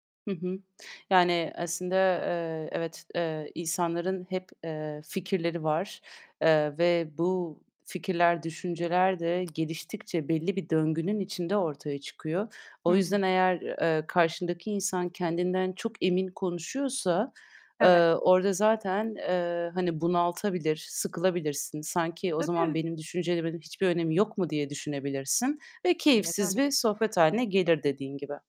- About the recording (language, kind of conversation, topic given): Turkish, podcast, Empatiyi konuşmalarına nasıl yansıtıyorsun?
- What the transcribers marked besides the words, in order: tapping; other background noise